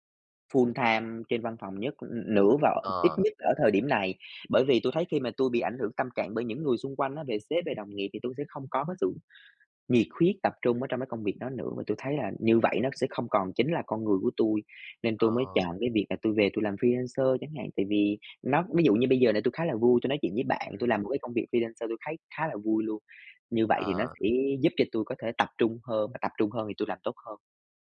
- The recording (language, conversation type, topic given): Vietnamese, unstructured, Làm thế nào để không bị mất tập trung khi học hoặc làm việc?
- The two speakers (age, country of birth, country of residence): 20-24, Vietnam, Vietnam; 25-29, Vietnam, Vietnam
- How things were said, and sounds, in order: in English: "full-time"; tapping; in English: "freelancer"; other background noise; in English: "freelancer"